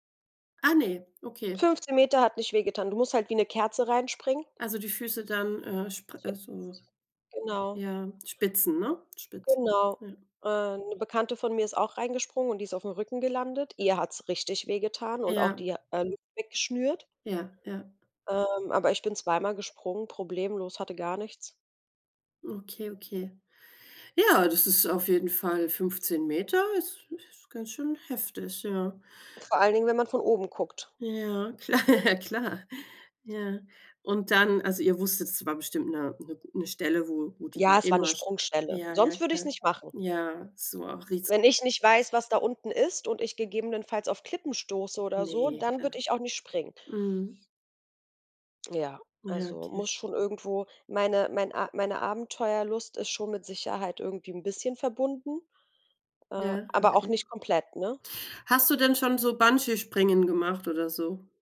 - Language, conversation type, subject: German, unstructured, Wie entscheidest du dich zwischen Abenteuer und Sicherheit?
- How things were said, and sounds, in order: other background noise; laughing while speaking: "kla klar"